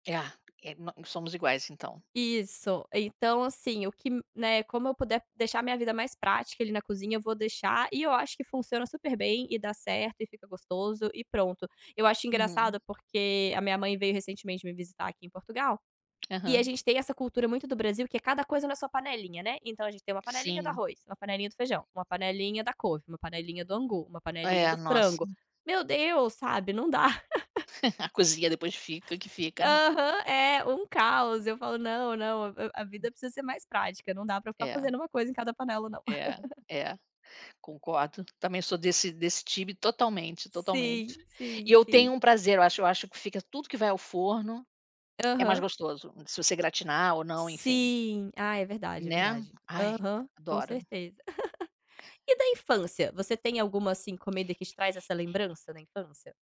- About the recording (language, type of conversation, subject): Portuguese, unstructured, Qual comida faz você se sentir mais confortável?
- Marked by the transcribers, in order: tapping; giggle; chuckle; other background noise; chuckle; chuckle